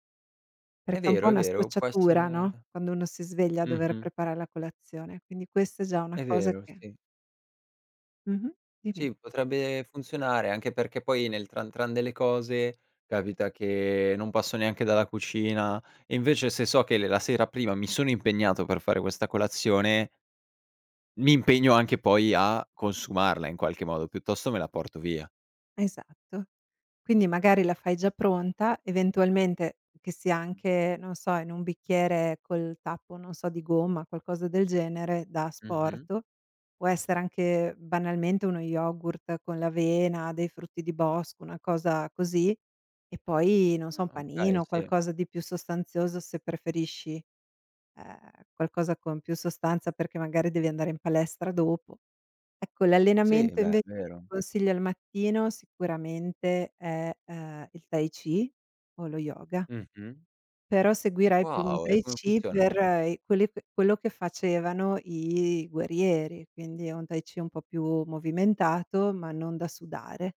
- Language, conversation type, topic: Italian, advice, Come posso rendere più stabile la mia routine mattutina?
- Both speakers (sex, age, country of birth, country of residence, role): female, 45-49, Italy, United States, advisor; male, 18-19, Italy, Italy, user
- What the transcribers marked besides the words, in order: tapping; "piuttosto" said as "piuttosso"; other background noise